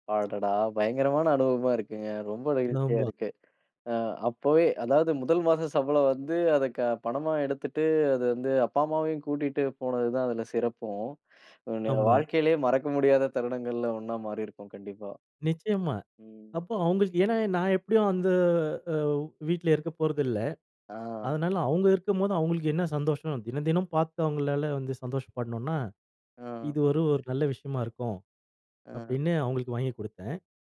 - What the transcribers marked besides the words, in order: surprised: "அடடா! பயங்கரமான அனுபவமா இருக்குங்க. ரொம்ப நெகிழ்ச்சியா இருக்கு"
- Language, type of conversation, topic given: Tamil, podcast, முதல் ஊதியம் எடுத்த நாள் உங்களுக்கு எப்படி இருந்தது?